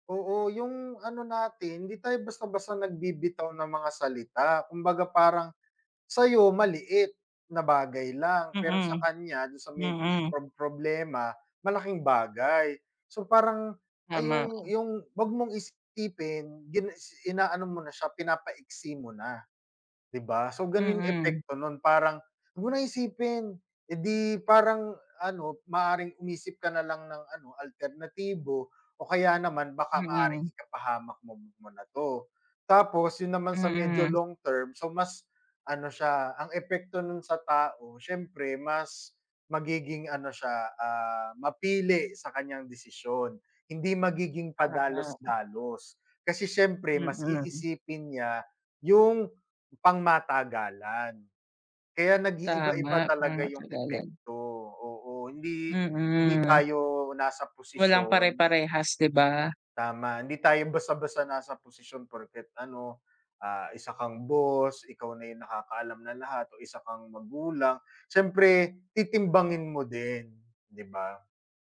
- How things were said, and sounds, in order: other background noise; tapping
- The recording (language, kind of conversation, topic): Filipino, unstructured, Ano ang masasabi mo sa mga nagsasabing huwag na lang isipin ang problema?